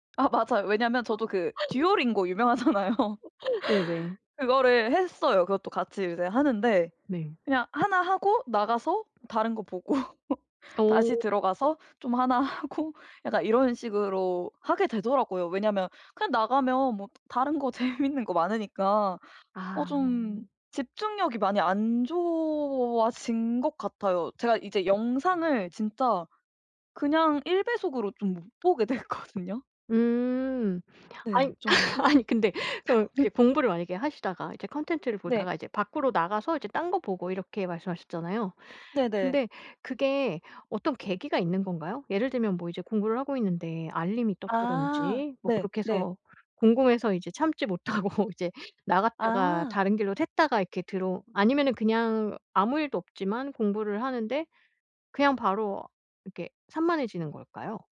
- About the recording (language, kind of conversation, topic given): Korean, podcast, 스마트폰이 일상을 어떻게 바꿨다고 느끼시나요?
- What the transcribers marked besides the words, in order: tapping; laugh; laughing while speaking: "듀오링고 유명하잖아요"; laugh; laughing while speaking: "보고"; laughing while speaking: "하고"; laughing while speaking: "재밌는 거"; laughing while speaking: "됐거든요"; laugh; laughing while speaking: "아니"; laugh; other background noise; laughing while speaking: "못하고"